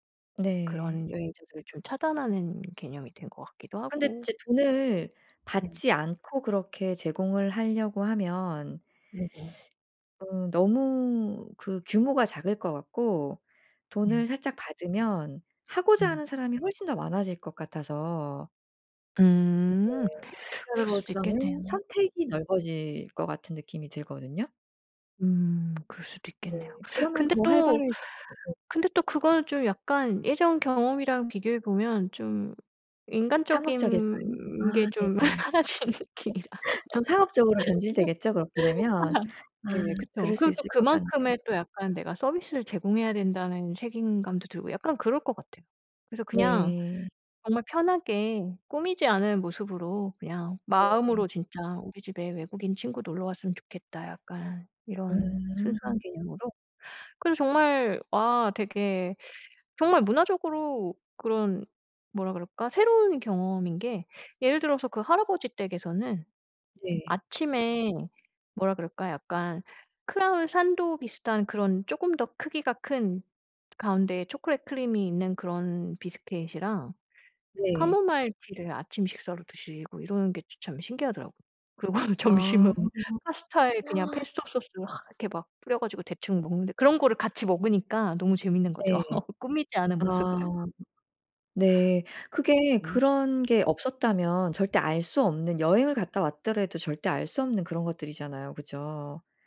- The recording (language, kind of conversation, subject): Korean, podcast, 여행 중에 겪은 작은 친절의 순간을 들려주실 수 있나요?
- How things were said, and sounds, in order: teeth sucking; teeth sucking; unintelligible speech; laughing while speaking: "사라지는 느낌이라"; laugh; teeth sucking; other background noise; laughing while speaking: "그리고 점심은"; gasp; laugh